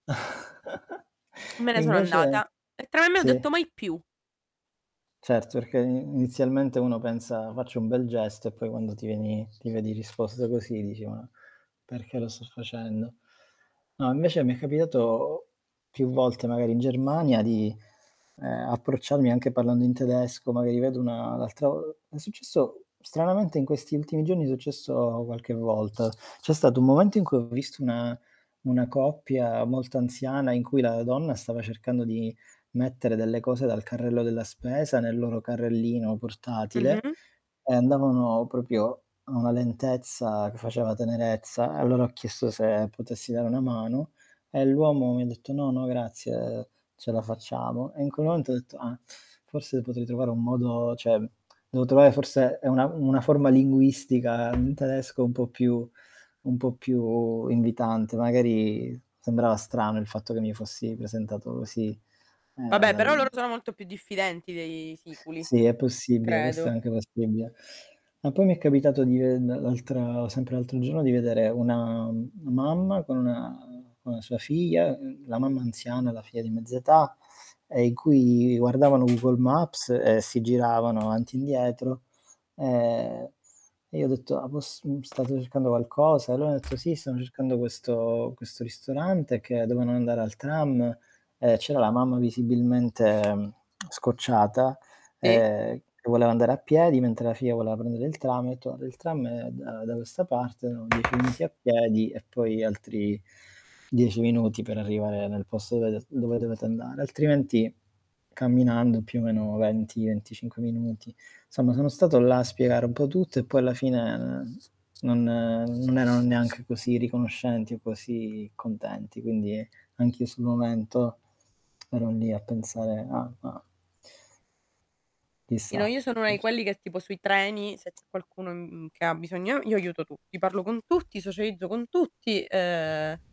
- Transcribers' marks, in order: static; chuckle; distorted speech; other background noise; tapping; "proprio" said as "propio"; tongue click; lip smack; unintelligible speech
- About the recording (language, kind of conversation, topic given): Italian, unstructured, Come pensi che la gentilezza possa cambiare una comunità?